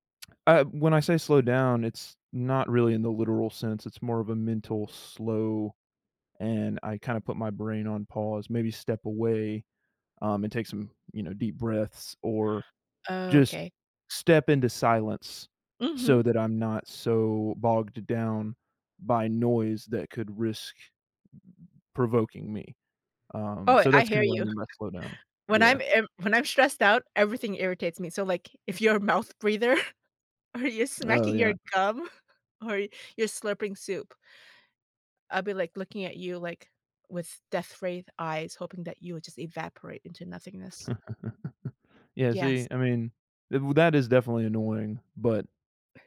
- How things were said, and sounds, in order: chuckle; laughing while speaking: "if you're a mouth breather, or you're smacking your gum, or"; chuckle
- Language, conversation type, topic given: English, unstructured, What should I do when stress affects my appetite, mood, or energy?
- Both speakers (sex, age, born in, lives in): female, 45-49, South Korea, United States; male, 20-24, United States, United States